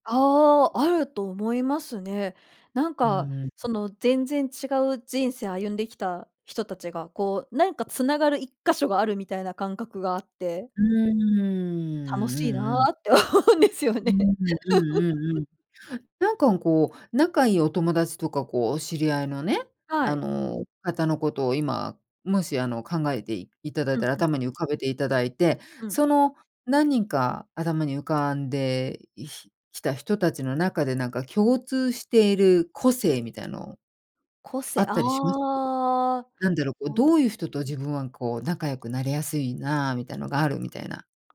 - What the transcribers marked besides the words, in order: tapping; laughing while speaking: "思うんですよね"; laugh
- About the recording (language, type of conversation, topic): Japanese, podcast, 共通点を見つけるためには、どのように会話を始めればよいですか?